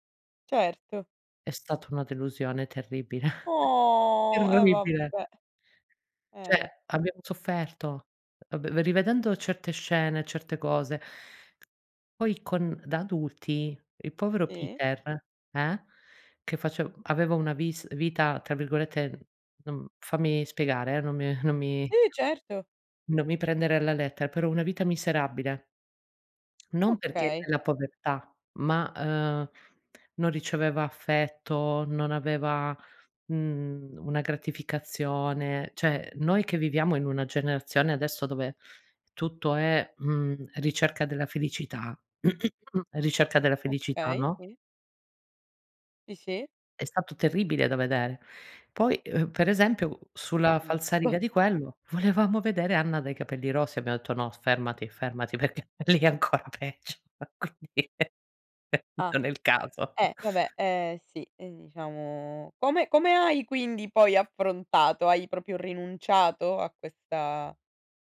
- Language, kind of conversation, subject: Italian, podcast, Hai una canzone che ti riporta subito all'infanzia?
- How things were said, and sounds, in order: drawn out: "Oh"; chuckle; other background noise; "Cioè" said as "ceh"; inhale; tapping; "cioè" said as "ceh"; throat clearing; chuckle; laughing while speaking: "ancora peggio, quindi non è il caso"; chuckle